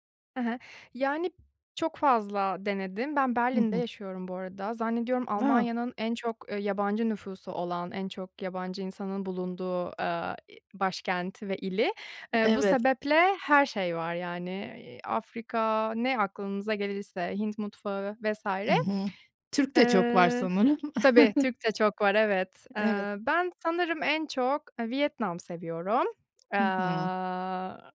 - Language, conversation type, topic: Turkish, podcast, Göç etmek yemek tercihlerinizi nasıl değiştirdi?
- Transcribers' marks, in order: other background noise; tapping; chuckle; drawn out: "Aaa"